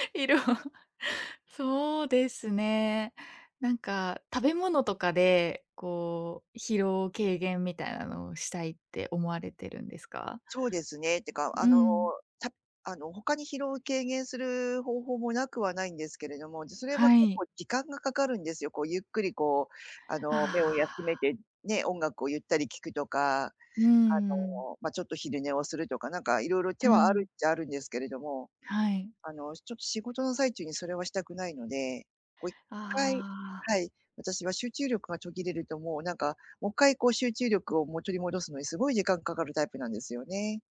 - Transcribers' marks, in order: chuckle; other background noise
- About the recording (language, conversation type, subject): Japanese, advice, 日々の無駄遣いを減らしたいのに誘惑に負けてしまうのは、どうすれば防げますか？
- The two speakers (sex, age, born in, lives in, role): female, 25-29, Japan, Japan, advisor; female, 50-54, Japan, Japan, user